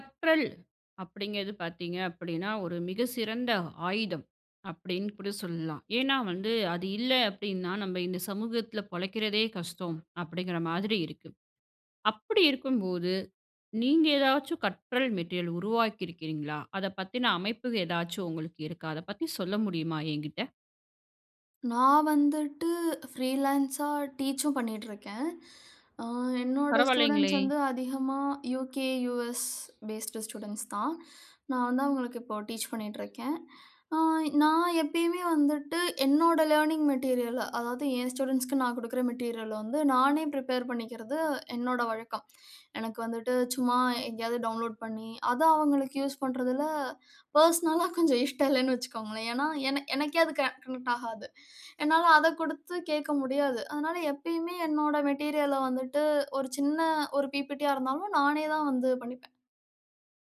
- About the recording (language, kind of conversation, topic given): Tamil, podcast, நீங்கள் உருவாக்கிய கற்றல் பொருட்களை எவ்வாறு ஒழுங்குபடுத்தி அமைப்பீர்கள்?
- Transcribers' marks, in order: in English: "மெட்டீரியல்"; in English: "ஃப்ரீலான்ஸா டீச்சும்"; in English: "யூகே, யுஎஸ் பேஸ்டு ஸ்டூடண்ட்ஸ்"; in English: "லர்னிங் மெட்டீரியல்"; in English: "மெட்டீரியல்"; in English: "பிரிப்பேர்"; in English: "டவுன்லோட்"; laughing while speaking: "யூஸ் பண்ணுறதுல பர்ஸ்னலா கொஞ்சம் இஷ்டம் இல்லைன்னு வச்சுக்கோங்களேன்"; in English: "பர்ஸ்னலா"; in English: "கனெக்ட்"; in English: "மெட்டீரியல"